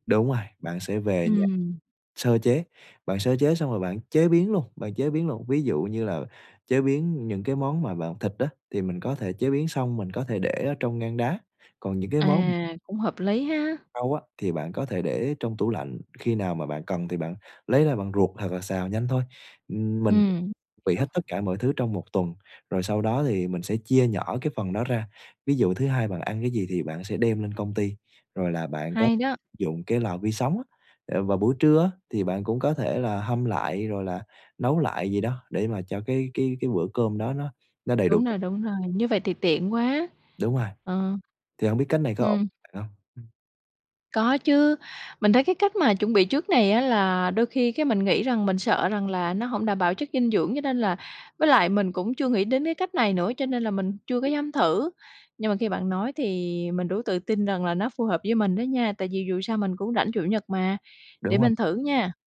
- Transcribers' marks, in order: other background noise; "luộc" said as "ruộc"; unintelligible speech; tapping
- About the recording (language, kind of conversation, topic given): Vietnamese, advice, Khó duy trì chế độ ăn lành mạnh khi quá bận công việc.